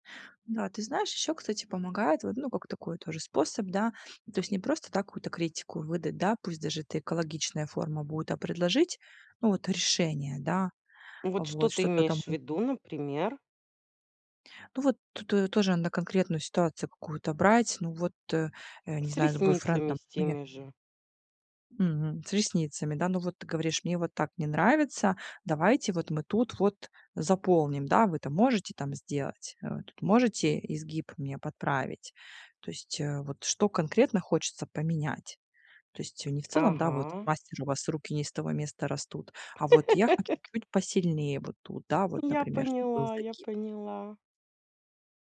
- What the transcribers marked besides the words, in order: tapping; laugh
- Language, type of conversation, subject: Russian, advice, Как чётко и понятно структурировать критику, чтобы она была конструктивной и не обижала человека?